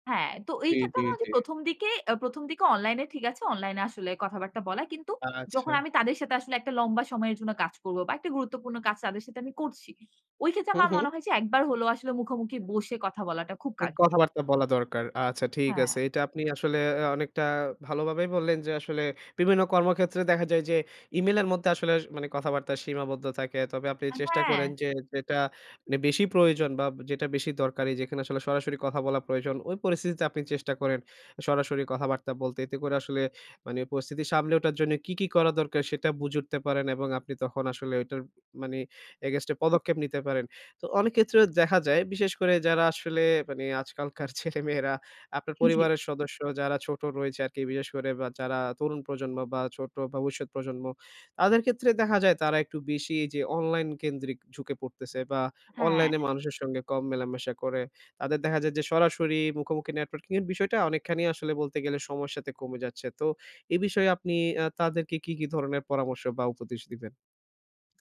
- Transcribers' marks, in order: other background noise; "বুঝে" said as "বুজে"; in English: "এগেইস্ট"; "against" said as "এগেইস্ট"; "পদক্ষেপ" said as "পদকেপ"; "ক্ষেত্রেও" said as "কেত্রেও"; laughing while speaking: "ছেলেমেয়েরা"; in English: "networking"
- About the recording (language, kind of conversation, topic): Bengali, podcast, অনলাইনে পরিচিতি বাড়ানো আর মুখোমুখি দেখা করে পরিচিতি বাড়ানোর মধ্যে আপনার বেশি পছন্দ কোনটি?